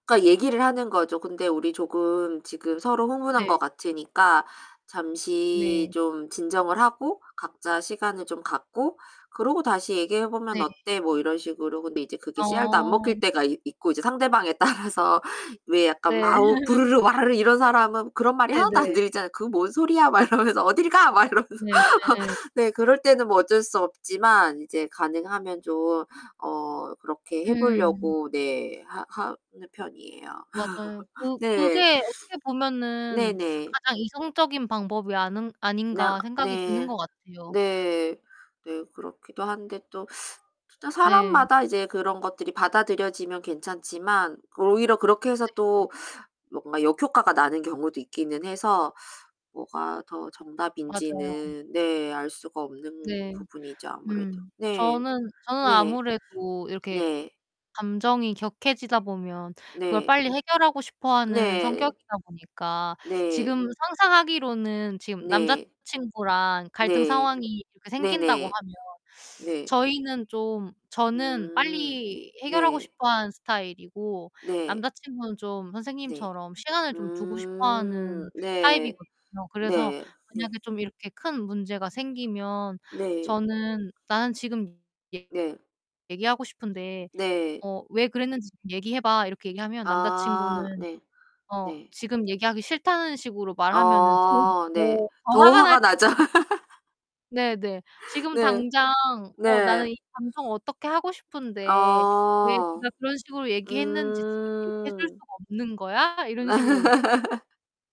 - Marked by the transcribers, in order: distorted speech; laughing while speaking: "따라서"; laugh; laughing while speaking: "들리잖아요"; laughing while speaking: "막 이러면서"; laughing while speaking: "막 이러면서"; laugh; other background noise; teeth sucking; static; teeth sucking; background speech; drawn out: "음"; laughing while speaking: "나죠"; laugh; drawn out: "아. 음"; laugh
- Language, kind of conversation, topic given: Korean, unstructured, 갈등이 생겼을 때 피하는 게 좋을까요, 아니면 바로 해결하는 게 좋을까요?